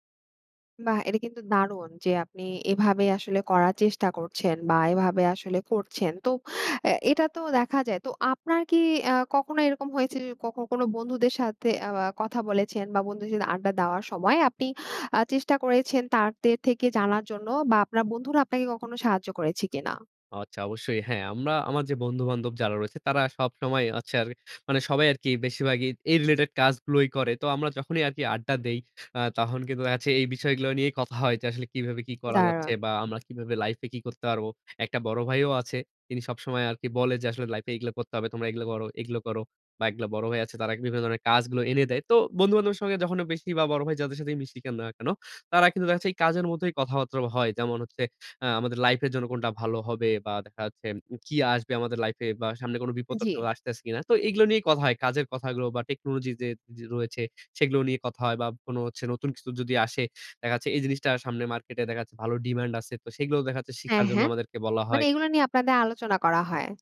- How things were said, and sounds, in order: tapping; in English: "ডিমান্ড"
- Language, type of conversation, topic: Bengali, podcast, প্রযুক্তি কীভাবে তোমার শেখার ধরন বদলে দিয়েছে?